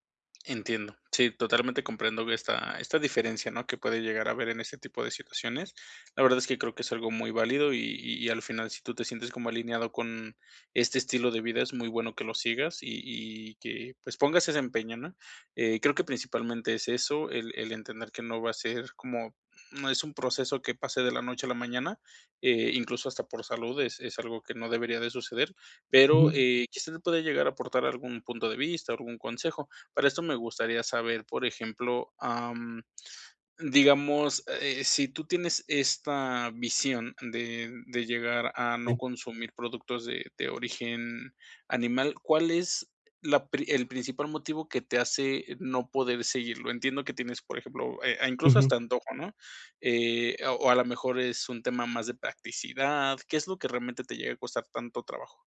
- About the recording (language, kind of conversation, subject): Spanish, advice, ¿Cómo puedo mantener coherencia entre mis acciones y mis creencias?
- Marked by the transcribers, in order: none